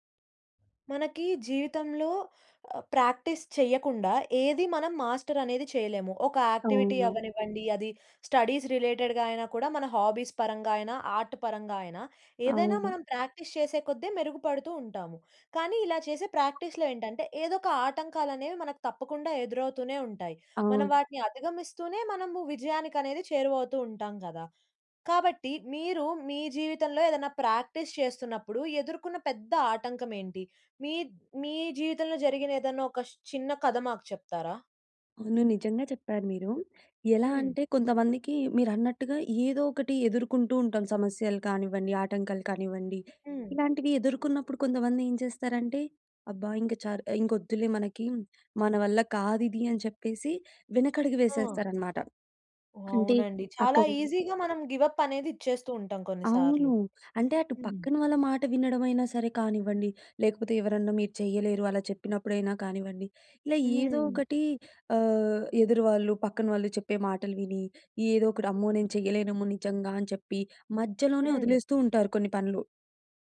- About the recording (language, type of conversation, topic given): Telugu, podcast, ప్రాక్టీస్‌లో మీరు ఎదుర్కొన్న అతిపెద్ద ఆటంకం ఏమిటి, దాన్ని మీరు ఎలా దాటేశారు?
- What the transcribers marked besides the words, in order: in English: "ప్రాక్టీస్"; in English: "మాస్టర్"; in English: "యాక్టివిటీ"; in English: "స్టడీస్ రిలేటెడ్‌గా"; in English: "హాబీస్"; in English: "ఆర్ట్"; in English: "ప్రాక్టీస్"; in English: "ప్రాక్టీస్‌లో"; in English: "ప్రాక్టీస్"; in English: "ఈజీగా"; in English: "గివ్ అప్"